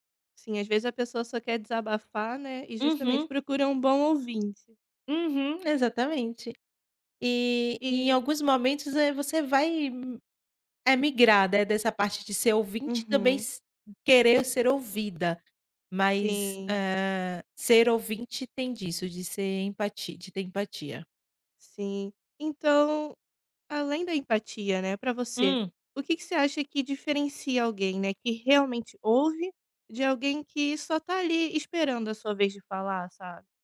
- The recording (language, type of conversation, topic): Portuguese, podcast, O que torna alguém um bom ouvinte?
- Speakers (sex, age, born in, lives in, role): female, 25-29, Brazil, Italy, host; female, 35-39, Brazil, Portugal, guest
- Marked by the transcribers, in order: tapping